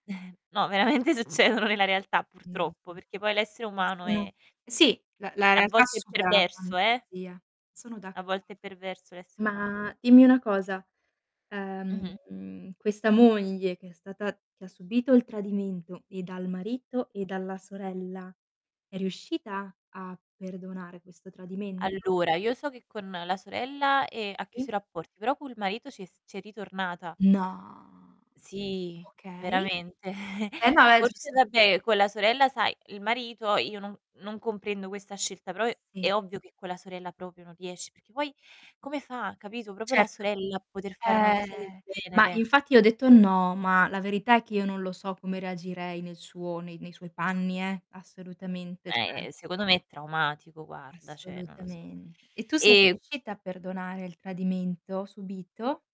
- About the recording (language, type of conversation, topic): Italian, unstructured, Come si può perdonare un tradimento in una relazione?
- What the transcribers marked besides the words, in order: chuckle; laughing while speaking: "veramente succedono"; other background noise; static; distorted speech; drawn out: "No"; chuckle; "proprio" said as "propio"; "Proprio" said as "propio"; "cioè" said as "ceh"; "cioè" said as "ceh"